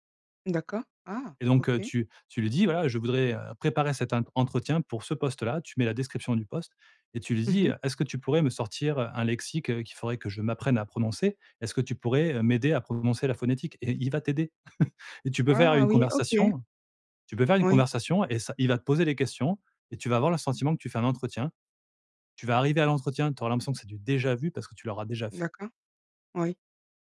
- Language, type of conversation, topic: French, advice, Comment puis-je surmonter ma peur du rejet et me décider à postuler à un emploi ?
- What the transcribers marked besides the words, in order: other background noise; chuckle; stressed: "déjà vu"